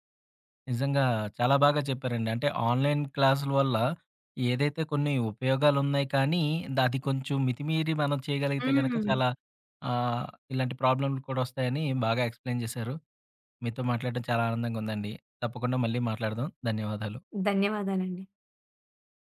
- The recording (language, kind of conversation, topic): Telugu, podcast, ఆన్‌లైన్ నేర్చుకోవడం పాఠశాల విద్యను ఎలా మెరుగుపరచగలదని మీరు భావిస్తారు?
- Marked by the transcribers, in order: in English: "ఆన్‌లైన్"; in English: "ఎక్స్‌ప్లెయిన్"